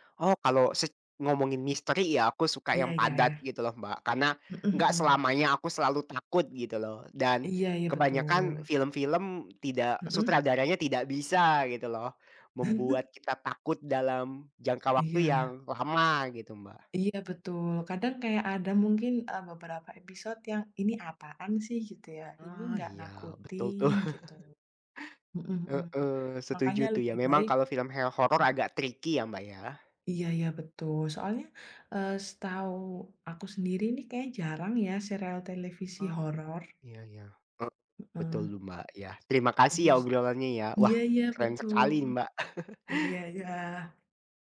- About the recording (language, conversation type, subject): Indonesian, unstructured, Apa yang lebih Anda nikmati: menonton serial televisi atau film?
- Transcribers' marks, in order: chuckle; chuckle; unintelligible speech; in English: "tricky"; tapping; chuckle